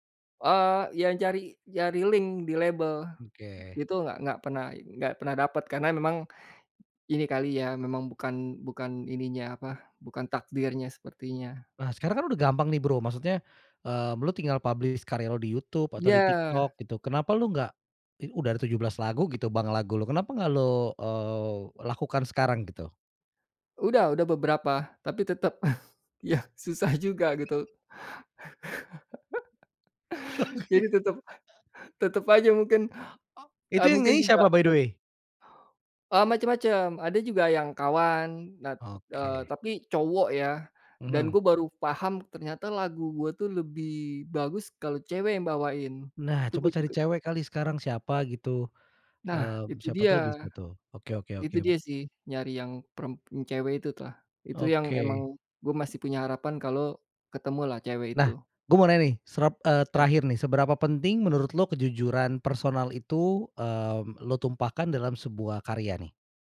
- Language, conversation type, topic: Indonesian, podcast, Bagaimana cerita pribadi kamu memengaruhi karya yang kamu buat?
- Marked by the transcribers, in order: in English: "link"; other background noise; in English: "publish"; chuckle; chuckle; laugh; in English: "by the way?"; "itulah" said as "itutlah"; tapping